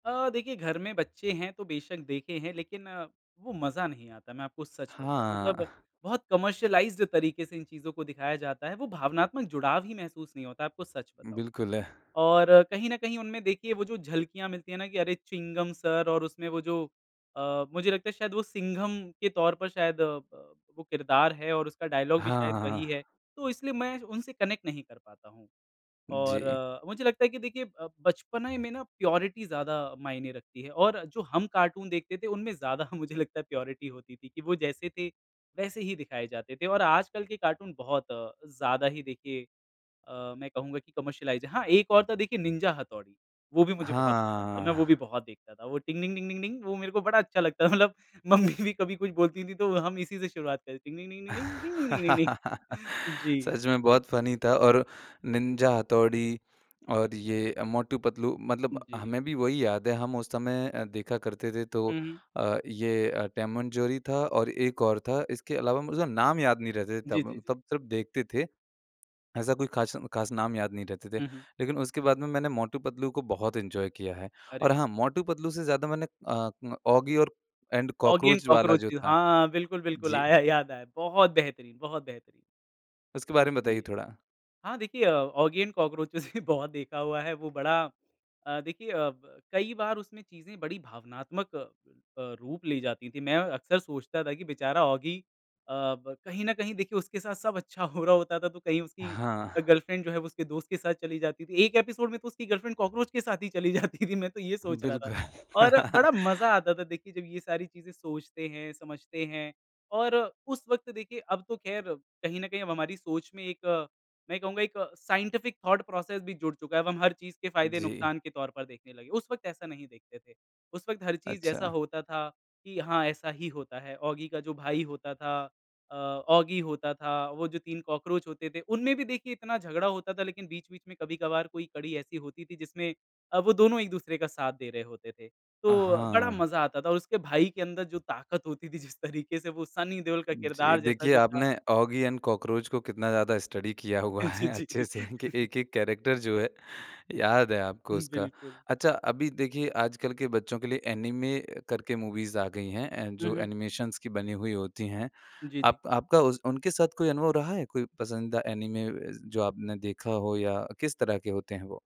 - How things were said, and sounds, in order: in English: "कमर्शियलाइज़्ड"; in English: "डायलॉग"; in English: "कनेक्ट"; "बचपने" said as "बचपनाये"; in English: "प्योरिटी"; in English: "कार्टून"; laughing while speaking: "ज़्यादा मुझे लगता है"; in English: "प्योरिटी"; in English: "कार्टून"; in English: "कमर्शियलाइज़्ड"; laughing while speaking: "बड़ा अच्छा लगता, मतलब मम्मी … डिंग डिंग डिंग"; laugh; in English: "फ़नी"; in English: "एन्जॉय"; laughing while speaking: "आया, याद आया"; laughing while speaking: "औगी एंड कॉकरोचेस भी बहुत"; laughing while speaking: "हो रहा होता था"; in English: "गर्लफ्रेंड"; in English: "एपिसोड"; in English: "गर्लफ्रेंड, कॉकरोच"; laughing while speaking: "चली जाती थी"; laughing while speaking: "बिल्कुल"; in English: "साइंटिफ़िक थॉट प्रोसेस"; in English: "कॉकरोच"; in English: "स्टडी"; laughing while speaking: "किया हुआ है अच्छे से"; laughing while speaking: "जी, जी"; in English: "कैरेक्टर"; chuckle; in English: "ऐनिमे"; in English: "मूवीज़"; in English: "एनिमेशन्स"; in English: "ऐनिमे"
- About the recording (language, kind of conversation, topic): Hindi, podcast, तुम अपने बचपन के किस कार्टून को आज भी सबसे ज्यादा याद करते हो?